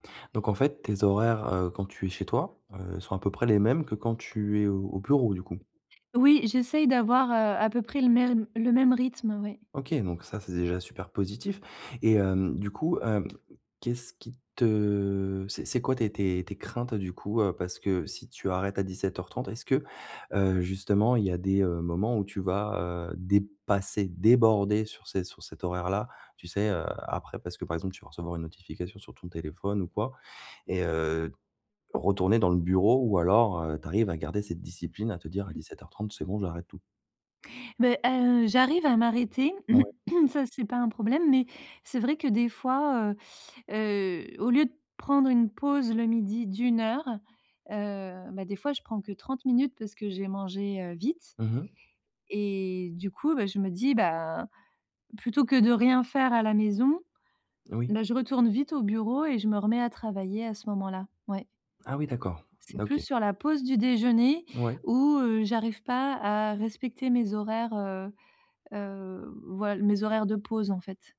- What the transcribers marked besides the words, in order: other background noise; tapping; stressed: "dépasser, déborder"; throat clearing
- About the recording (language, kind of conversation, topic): French, advice, Comment puis-je mieux séparer mon travail de ma vie personnelle ?